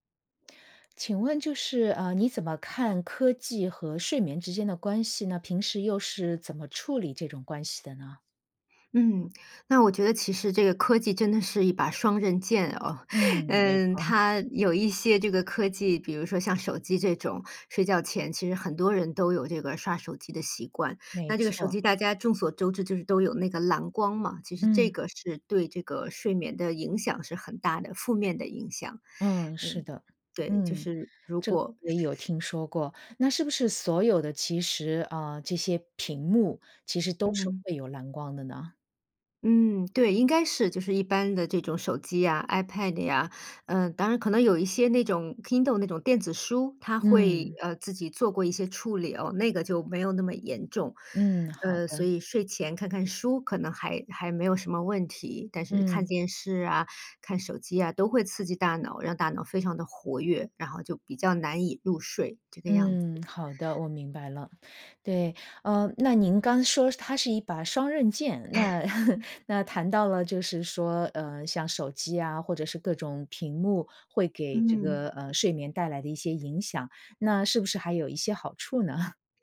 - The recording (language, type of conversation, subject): Chinese, podcast, 你平时会怎么平衡使用电子设备和睡眠？
- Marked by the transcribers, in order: chuckle; chuckle; chuckle